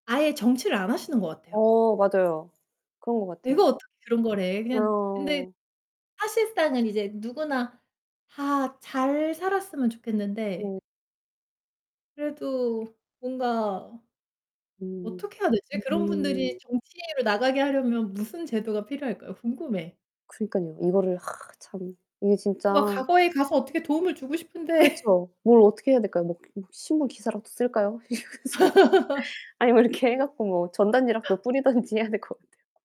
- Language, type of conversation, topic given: Korean, unstructured, 과거로 돌아가거나 미래로 갈 수 있다면 어떤 선택을 하시겠습니까?
- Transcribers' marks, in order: background speech; other background noise; distorted speech; other noise; laughing while speaking: "싶은데"; laughing while speaking: "유관순"; laugh; laughing while speaking: "이렇게"; laughing while speaking: "뿌리든지"